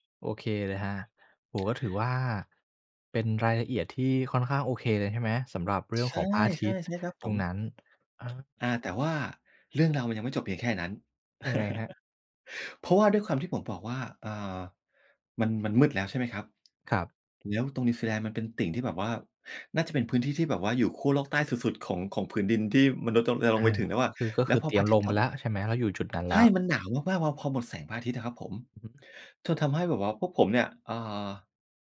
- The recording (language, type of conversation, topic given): Thai, podcast, คุณเคยมีครั้งไหนที่ความบังเอิญพาไปเจอเรื่องหรือสิ่งที่น่าจดจำไหม?
- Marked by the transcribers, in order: chuckle